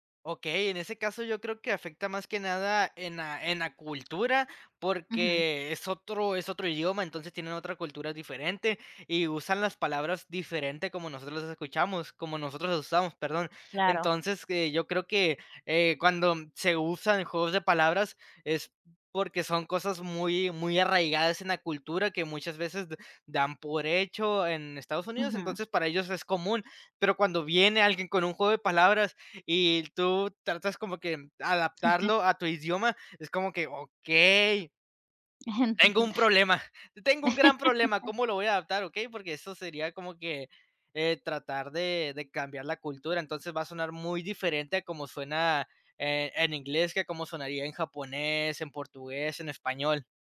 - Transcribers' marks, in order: other background noise; other noise; chuckle; unintelligible speech; laugh; tapping
- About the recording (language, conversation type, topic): Spanish, podcast, ¿Cómo afectan los subtítulos y el doblaje a una serie?